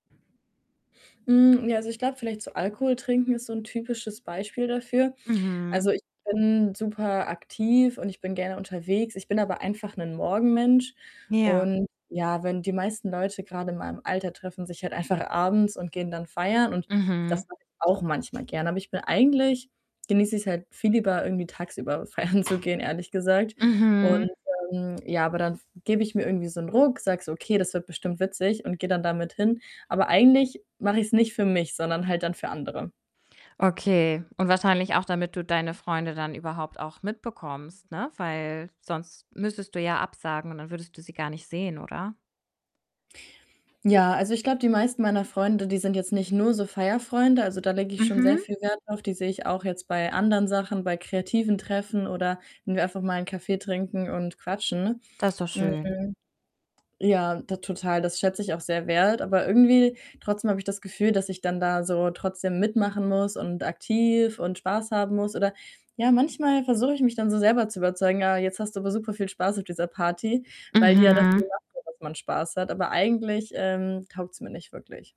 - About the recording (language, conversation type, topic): German, advice, Wie finde ich im Alltag die Balance zwischen meinen Bedürfnissen und den Erwartungen anderer?
- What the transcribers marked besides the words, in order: other background noise; distorted speech; laughing while speaking: "feiern"